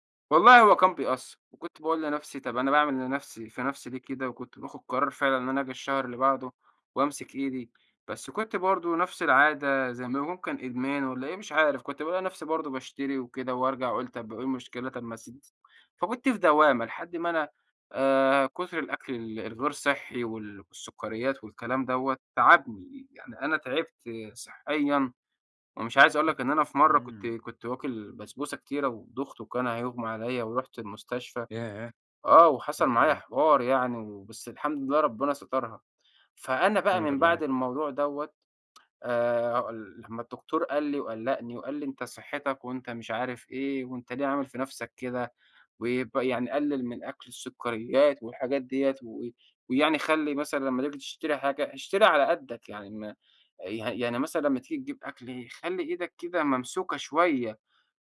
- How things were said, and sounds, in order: unintelligible speech; tapping; tsk
- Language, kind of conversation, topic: Arabic, podcast, إزاي أتسوّق بميزانية معقولة من غير ما أصرف زيادة؟